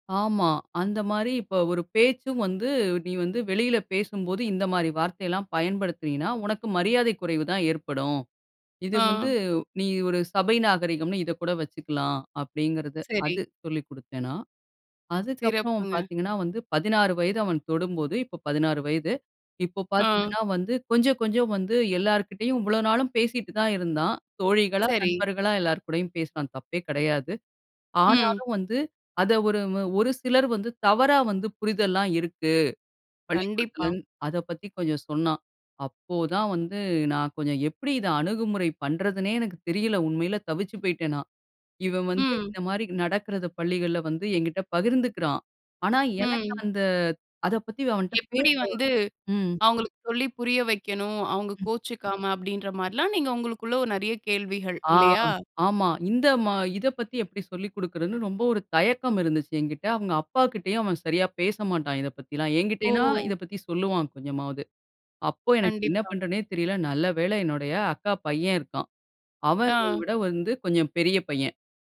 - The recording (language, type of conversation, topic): Tamil, podcast, பிள்ளைகளுக்கு முதலில் எந்த மதிப்புகளை கற்றுக்கொடுக்க வேண்டும்?
- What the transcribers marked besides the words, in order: other background noise